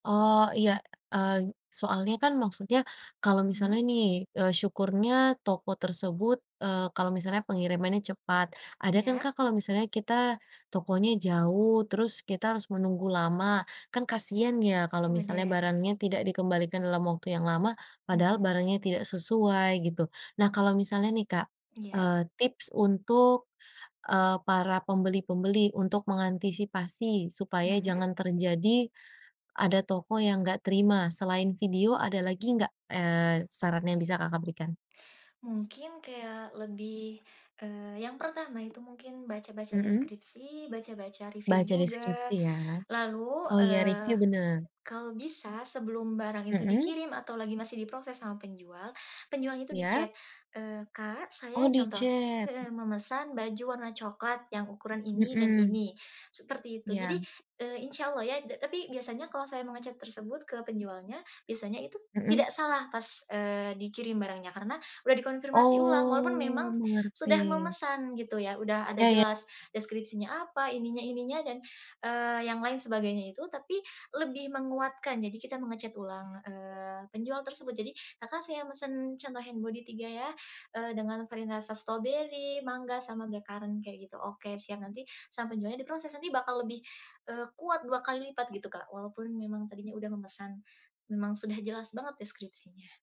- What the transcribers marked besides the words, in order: other background noise; tapping; in English: "di-chat"; in English: "di-chat"; in English: "menge-chat"; drawn out: "Oh"; in English: "menge-chat"; in English: "hand body"; in English: "blackcurrant"
- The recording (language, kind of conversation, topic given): Indonesian, podcast, Apa pengalaman belanja daring yang paling berkesan buat kamu?
- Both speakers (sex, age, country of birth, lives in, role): female, 20-24, Indonesia, Indonesia, guest; female, 20-24, Indonesia, Indonesia, host